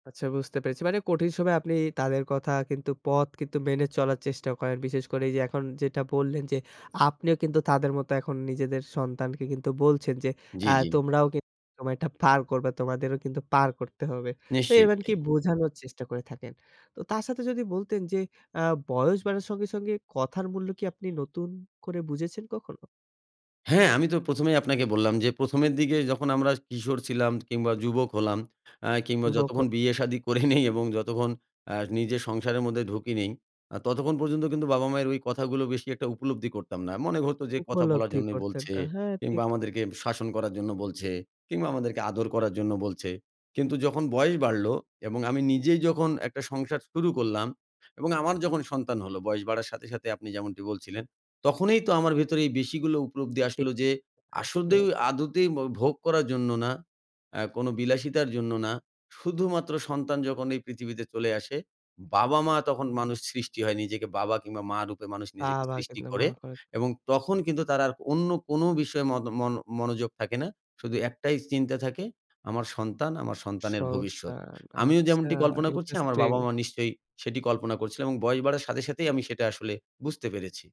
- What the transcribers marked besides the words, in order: horn; laughing while speaking: "করি নাই এবং যতক্ষণ"; tapping; "আসলে" said as "আসলদে"
- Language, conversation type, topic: Bengali, podcast, কোন মা-বাবার কথা এখন আপনাকে বেশি ছুঁয়ে যায়?